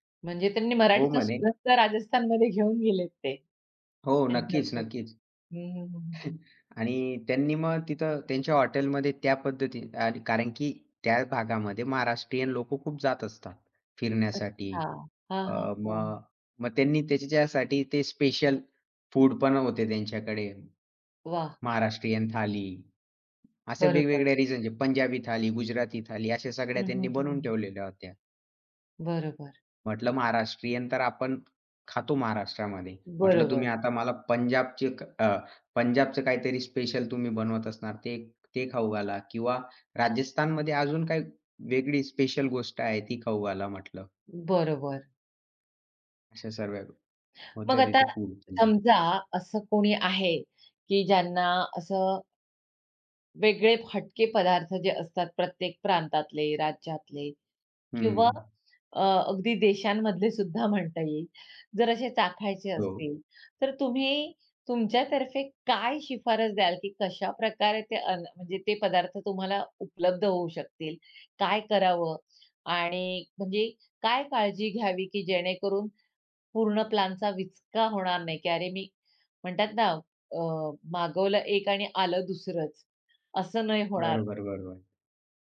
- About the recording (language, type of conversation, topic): Marathi, podcast, एकट्याने स्थानिक खाण्याचा अनुभव तुम्हाला कसा आला?
- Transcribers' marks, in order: chuckle; tapping; "सर्व" said as "सर्व्या"; unintelligible speech